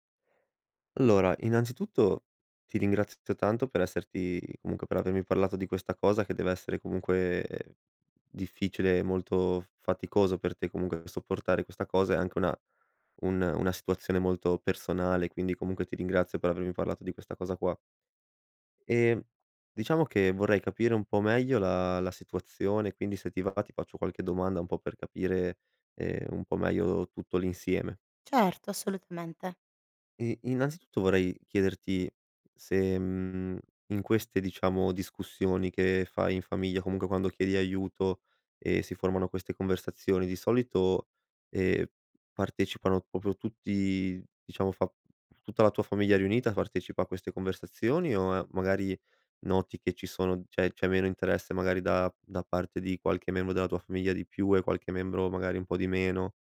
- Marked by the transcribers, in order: "assolutamente" said as "assolutmente"; "proprio" said as "popo"; "cioè" said as "ceh"; "membro" said as "membo"
- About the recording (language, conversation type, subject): Italian, advice, Come ti senti quando ti ignorano durante le discussioni in famiglia?